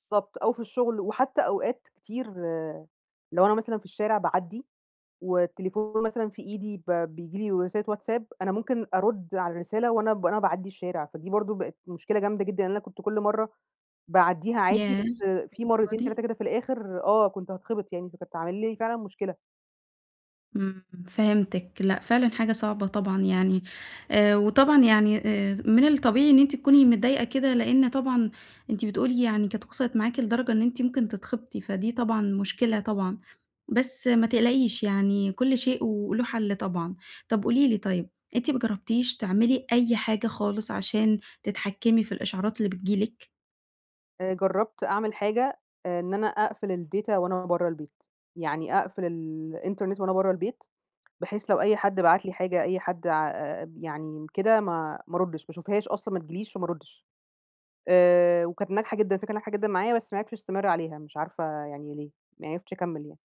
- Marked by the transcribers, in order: in English: "الData"
- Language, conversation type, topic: Arabic, advice, إزاي إشعارات الموبايل بتخلّيك تتشتّت وإنت شغال؟